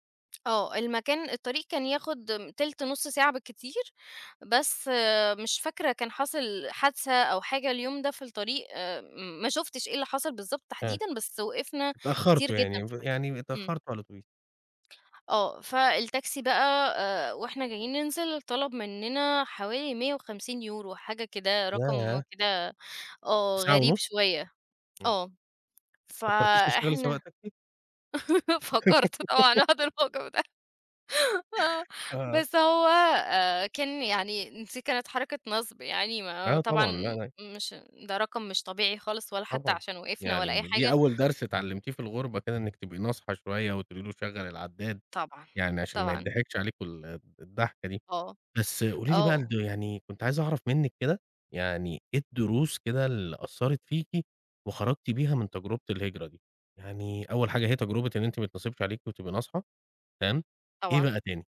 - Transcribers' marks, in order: laugh; tapping; laughing while speaking: "فكّرت طبعًا الموضوع ده"; giggle; unintelligible speech; laughing while speaking: "آه"; unintelligible speech
- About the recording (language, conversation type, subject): Arabic, podcast, ازاي كانت حكاية أول مرة هاجرتوا، وإيه أثرها عليك؟